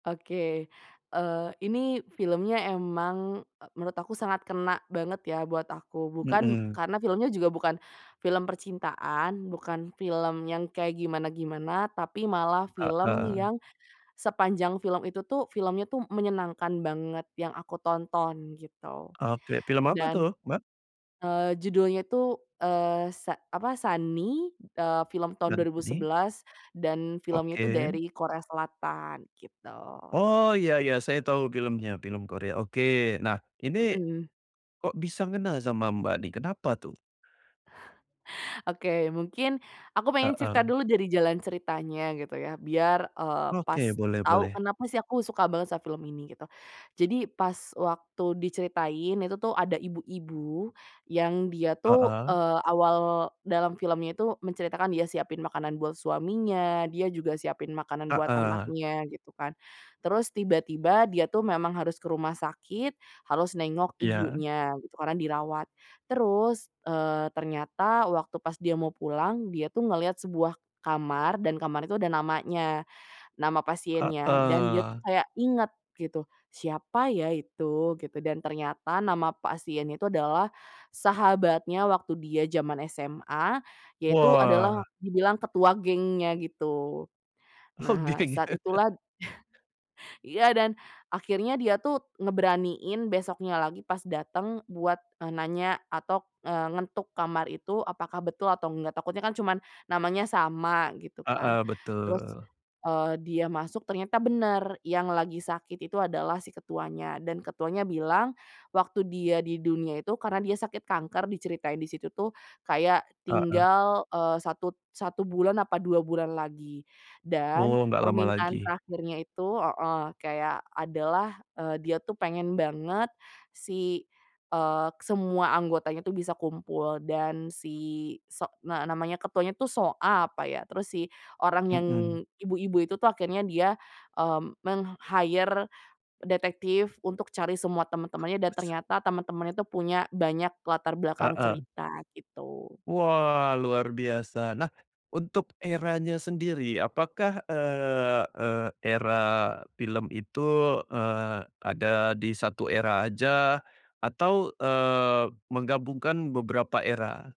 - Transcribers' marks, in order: other background noise; tapping; laughing while speaking: "geng"; chuckle; in English: "meng-hire"
- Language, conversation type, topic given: Indonesian, podcast, Film apa yang paling berkesan bagi kamu, dan kenapa?